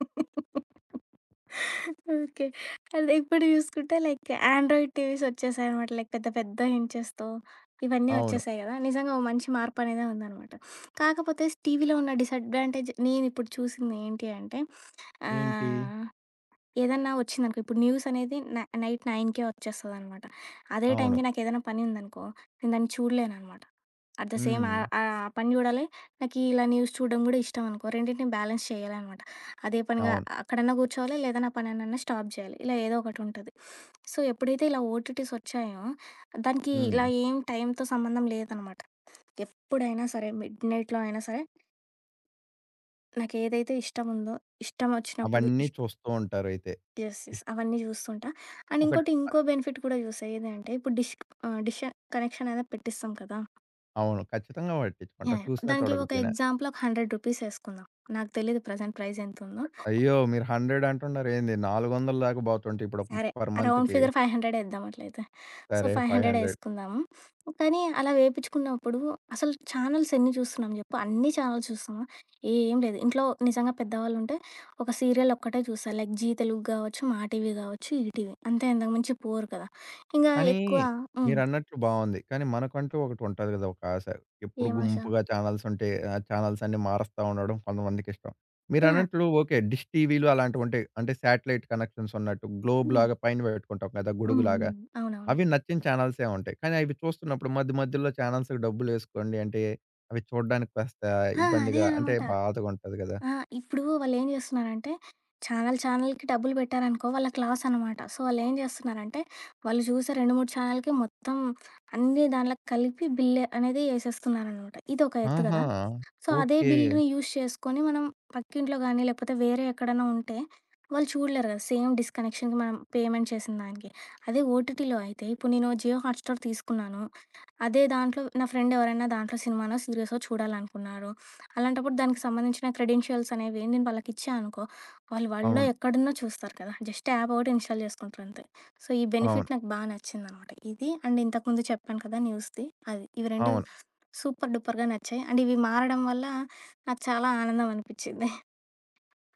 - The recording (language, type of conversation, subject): Telugu, podcast, స్ట్రీమింగ్ షోస్ టీవీని ఎలా మార్చాయి అనుకుంటారు?
- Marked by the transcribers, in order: laugh; laughing while speaking: "ఓకే. అదే ఇప్పుడు చూసుకుంటే"; in English: "లైక్ ఆండ్రాయిడ్ టీవీస్"; in English: "లైక్"; in English: "ఇంచెస్‌తో"; sniff; in English: "డిసడ్వాంటేజ్"; tapping; in English: "న్యూస్"; in English: "నై నైట్ నైన్‌కే"; in English: "ఎట్ ద సేమ్"; in English: "న్యూస్"; in English: "బ్యాలెన్స్"; in English: "స్టాప్"; sniff; in English: "సో"; in English: "మిడ్ నైట్‌లో"; other background noise; in English: "యెస్. యెస్"; in English: "అండ్"; in English: "బెనిఫిట్"; in English: "డిష్"; in English: "డిష్"; in English: "ఎగ్జాంపుల్"; in English: "హండ్రెడ్ రూపీస్"; in English: "ప్రజెంట్ ప్రైజ్"; in English: "పర్ మంత్‌కి"; in English: "రౌండ్ ఫిగర్"; in English: "సో"; in English: "ఫైవ్ హండ్రెడ్"; sniff; in English: "ఛానెల్స్"; in English: "ఛానెల్స్"; in English: "లైక్"; in English: "ఛానెల్స్"; in English: "డిష్"; in English: "శాటిలైట్ కనెక్షన్స్"; in English: "గ్లోబ్‌లాగా"; in English: "ఛానెల్స్‌కి"; in English: "ఛానెల్ ఛానెల్‌కి"; in English: "సో"; in English: "ఛానెల్‌కి"; in English: "బిల్"; in English: "సో"; in English: "యూజ్"; in English: "సేమ్ డిష్ కనెక్షన్‌కి"; in English: "పేమెంట్"; in English: "ఓటీటీలో"; sniff; in English: "క్రెడెన్షియల్స్"; in English: "వరల్డ్‌లో"; in English: "జస్ట్ యాప్"; in English: "ఇన్‌స్టాల్"; in English: "సో"; in English: "బెనిఫిట్"; in English: "అండ్"; in English: "సూపర్ డూపర్‌గా"; in English: "అండ్"; giggle